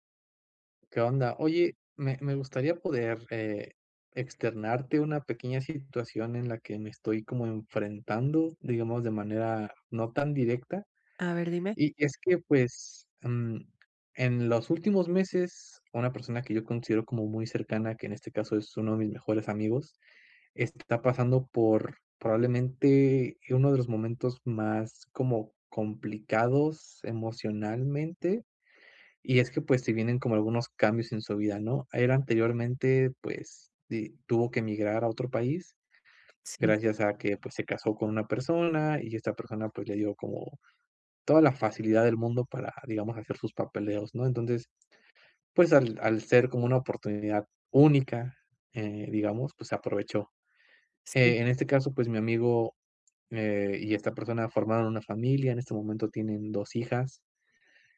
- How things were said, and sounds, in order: other background noise
- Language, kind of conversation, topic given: Spanish, advice, ¿Cómo puedo apoyar a alguien que está atravesando cambios importantes en su vida?